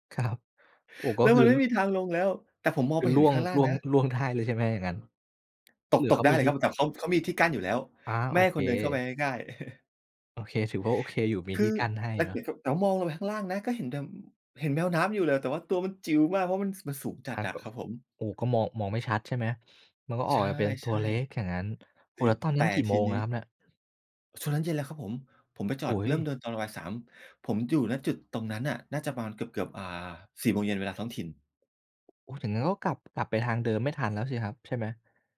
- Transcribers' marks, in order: tapping; other noise; chuckle
- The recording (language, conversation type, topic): Thai, podcast, คุณเคยมีครั้งไหนที่ความบังเอิญพาไปเจอเรื่องหรือสิ่งที่น่าจดจำไหม?